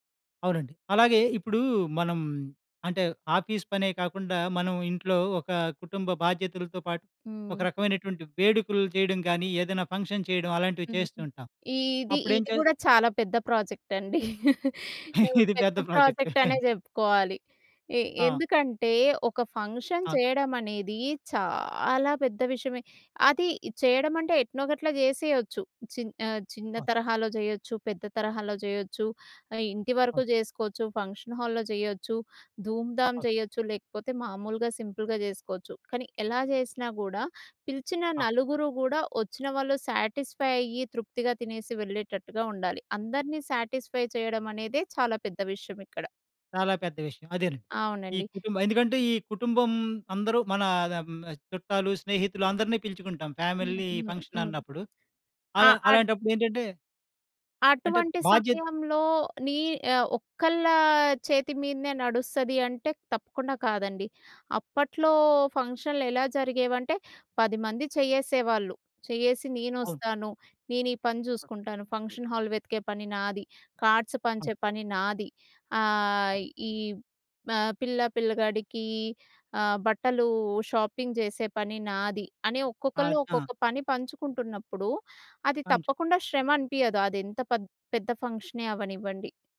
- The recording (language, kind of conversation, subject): Telugu, podcast, మీ పని పంచుకునేటప్పుడు ఎక్కడ నుంచీ మొదలుపెడతారు?
- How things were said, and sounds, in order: in English: "ఆఫీస్"; in English: "ఫంక్షన్"; chuckle; laughing while speaking: "ఇది పెద్ద ప్రాజెక్ట్"; in English: "ప్రాజెక్ట్"; in English: "ఫంక్షన్"; stressed: "చాలా"; in English: "ఫంక్షన్ హాల్‌లో"; in English: "సింపుల్‌గా"; in English: "సాటిస్‌ఫై"; in English: "సాటిస్‌ఫై"; in English: "ఫ్యామిలీ"; tapping; in English: "ఫంక్షన్ హాల్"; in English: "కార్డ్స్"; in English: "షాపింగ్"